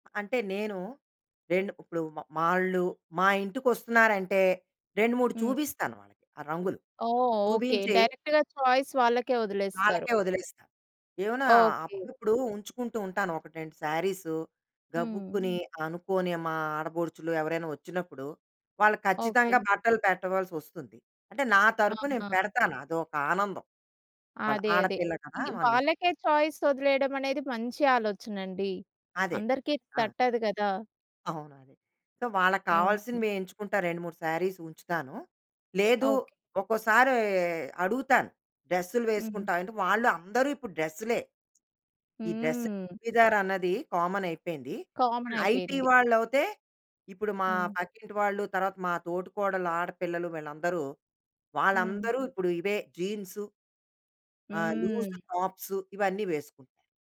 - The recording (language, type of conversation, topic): Telugu, podcast, మీ దుస్తులు మీ వ్యక్తిత్వాన్ని ఎలా ప్రతిబింబిస్తాయి?
- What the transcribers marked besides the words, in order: tapping; in English: "డైరెక్ట్‌గా చాయిస్"; in English: "చాయిస్"; in English: "సో"; in English: "శారీస్"; other background noise; in English: "డ్రెస్"; in Hindi: "చుడిధార్"; in English: "కామన్"; in English: "కామన్"; in English: "ఐటీ"; in English: "లూజ్"